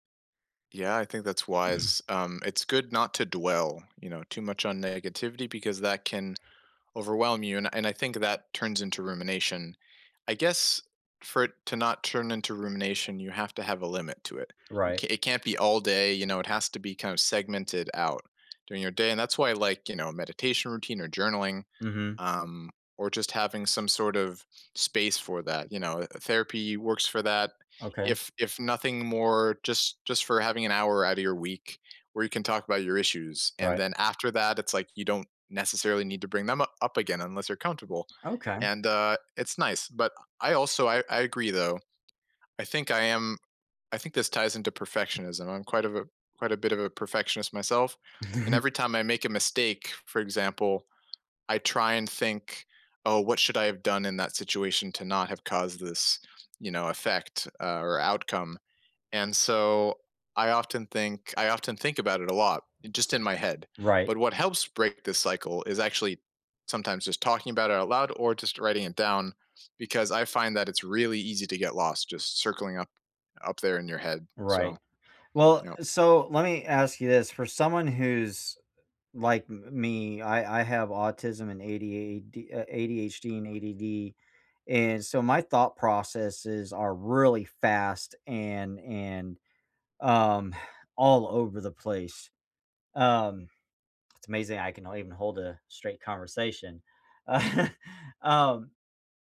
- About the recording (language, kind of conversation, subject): English, unstructured, How can you make time for reflection without it turning into rumination?
- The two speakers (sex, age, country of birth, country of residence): male, 25-29, United States, United States; male, 45-49, United States, United States
- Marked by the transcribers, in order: tapping; other background noise; chuckle; sigh; laugh